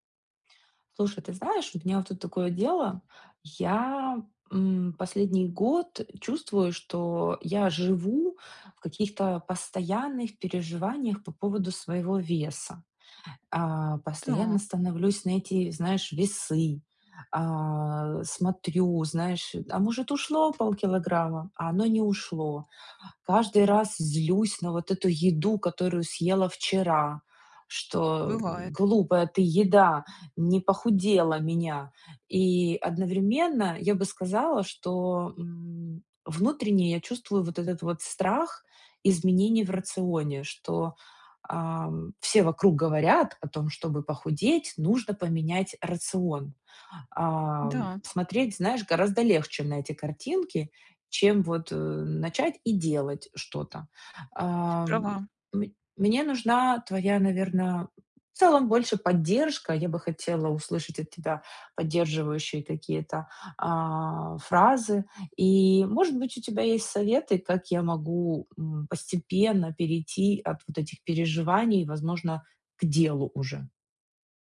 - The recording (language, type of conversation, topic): Russian, advice, Как вы переживаете из-за своего веса и чего именно боитесь при мысли об изменениях в рационе?
- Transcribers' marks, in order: other background noise; tapping